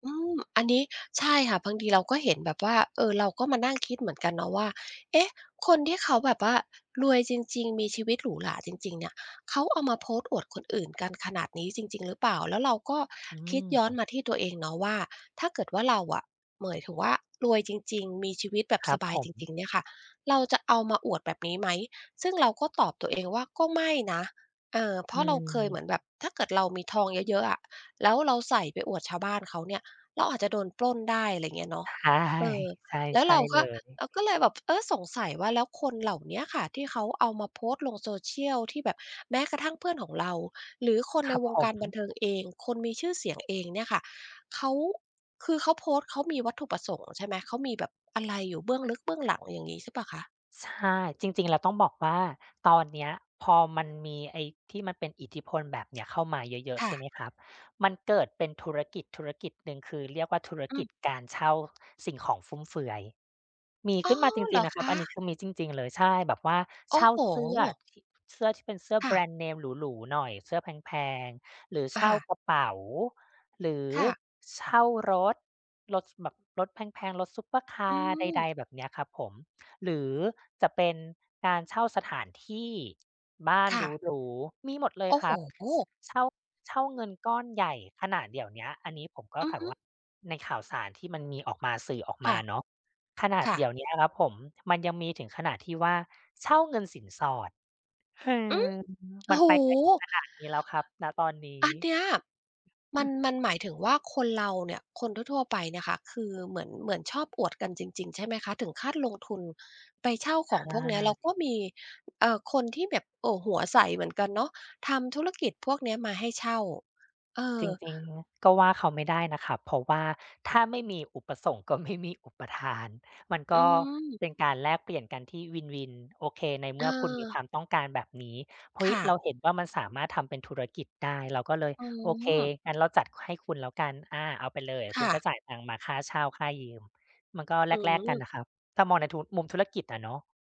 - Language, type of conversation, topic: Thai, advice, คุณรู้สึกอย่างไรเมื่อถูกโซเชียลมีเดียกดดันให้ต้องแสดงว่าชีวิตสมบูรณ์แบบ?
- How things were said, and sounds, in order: other background noise; drawn out: "อ๋อ"; in English: "supercar"; drawn out: "ฮือ"; other noise